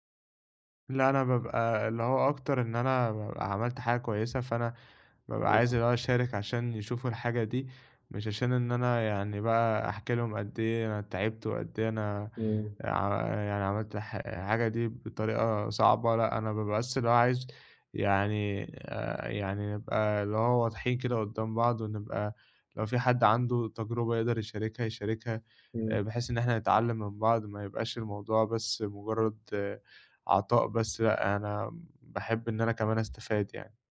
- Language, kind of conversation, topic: Arabic, advice, عرض الإنجازات بدون تباهٍ
- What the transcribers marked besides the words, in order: unintelligible speech; other background noise